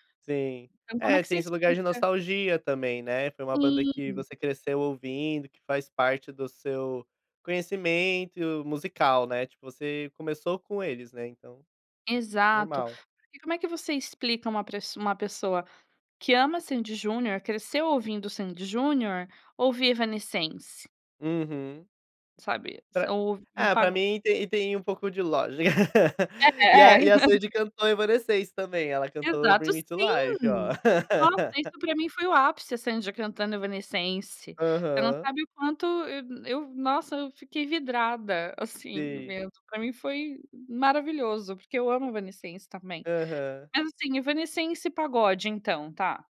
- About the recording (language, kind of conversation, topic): Portuguese, podcast, Como a sua família influenciou seu gosto musical?
- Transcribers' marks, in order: laugh; laugh; tapping